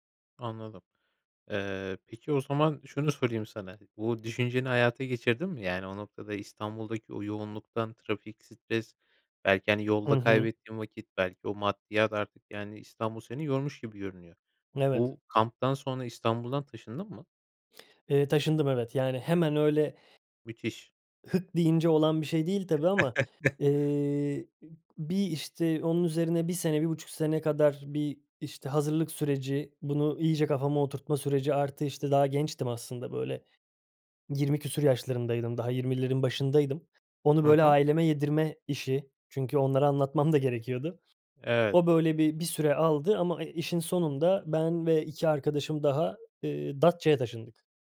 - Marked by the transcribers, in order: tapping; other background noise; chuckle; other noise
- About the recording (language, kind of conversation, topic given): Turkish, podcast, Bir seyahat, hayatınızdaki bir kararı değiştirmenize neden oldu mu?